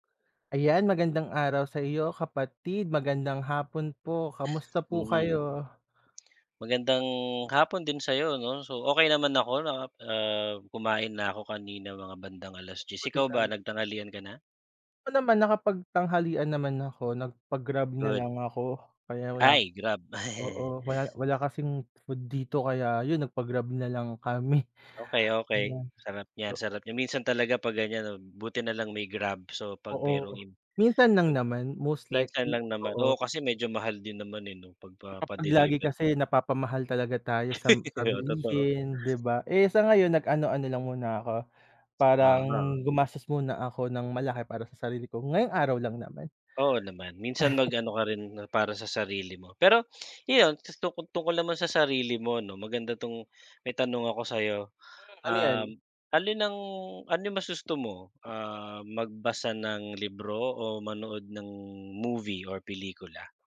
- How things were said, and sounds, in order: chuckle; breath; other background noise; laugh; laugh; tapping
- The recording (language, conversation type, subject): Filipino, unstructured, Alin ang mas gusto mo: magbasa ng libro o manood ng pelikula?